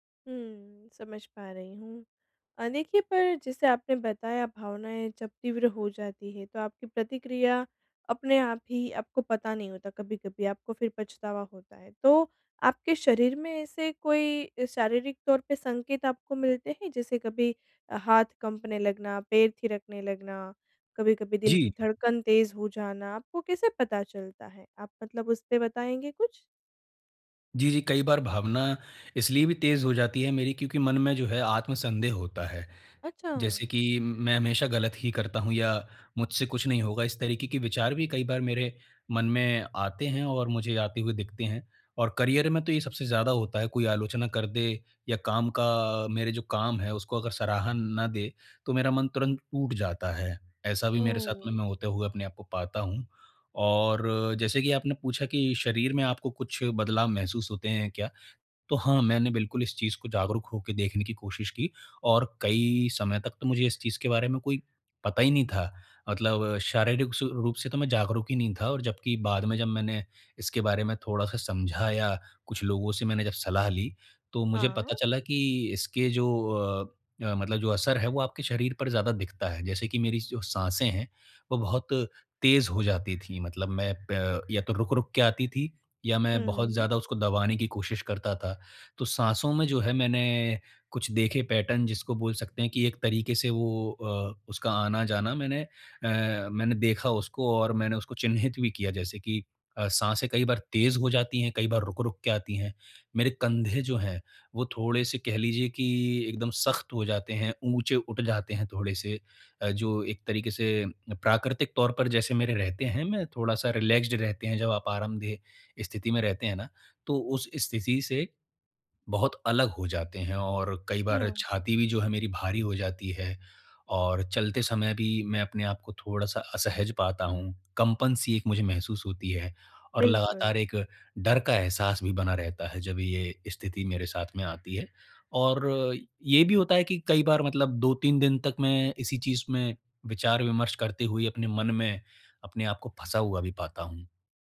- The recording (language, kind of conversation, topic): Hindi, advice, तीव्र भावनाओं के दौरान मैं शांत रहकर सोच-समझकर कैसे प्रतिक्रिया करूँ?
- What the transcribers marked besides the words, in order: in English: "करियर"; in English: "पैटर्न"; in English: "रिलैक्स्ड"